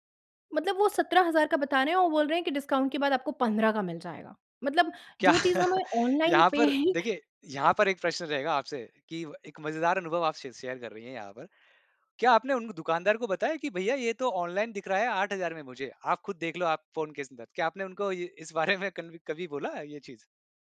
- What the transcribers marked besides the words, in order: in English: "डिस्काउंट"; laughing while speaking: "क्या"; other noise; in English: "शे शेयर"; laughing while speaking: "इस बारे में"
- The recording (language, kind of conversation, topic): Hindi, podcast, ऑनलाइन खरीदारी का आपका सबसे यादगार अनुभव क्या रहा?